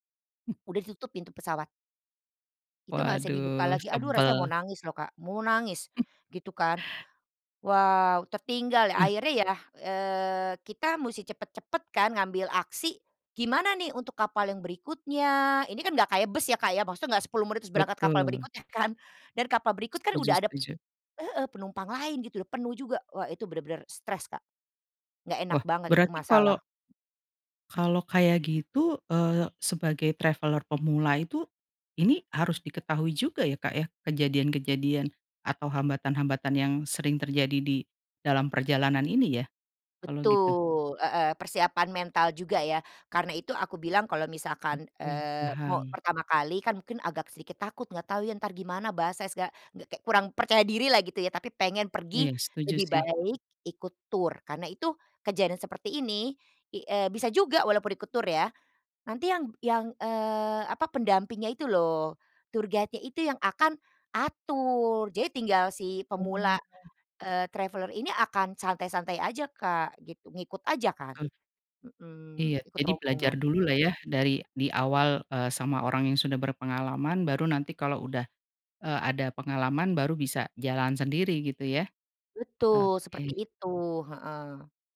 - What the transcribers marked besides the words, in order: tapping; chuckle; laughing while speaking: "kan"; in English: "traveller"; in English: "tour guide-nya"; in English: "traveller"
- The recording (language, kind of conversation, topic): Indonesian, podcast, Apa saran utama yang kamu berikan kepada orang yang baru pertama kali bepergian sebelum mereka berangkat?